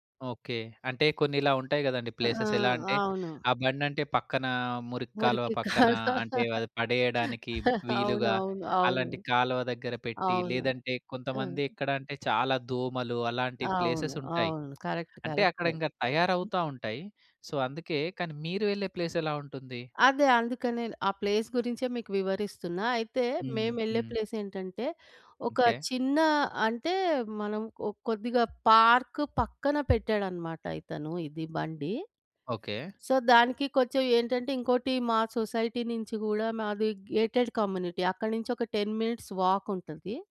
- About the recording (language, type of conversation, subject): Telugu, podcast, వీధి తిండి బాగా ఉందో లేదో మీరు ఎలా గుర్తిస్తారు?
- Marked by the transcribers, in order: tapping; in English: "ప్లేసెస్"; laughing while speaking: "కాలువ అవునవును"; other background noise; in English: "ప్లేసెసుంటాయి"; in English: "కరెక్ట్ కరెక్ట్"; in English: "సో"; in English: "ప్లేస్"; in English: "ప్లేస్"; in English: "పార్క్"; in English: "సో"; in English: "సొసైటీ"; in English: "గేటెడ్ కమ్యూనిటీ"; in English: "టెన్ మినిట్స్"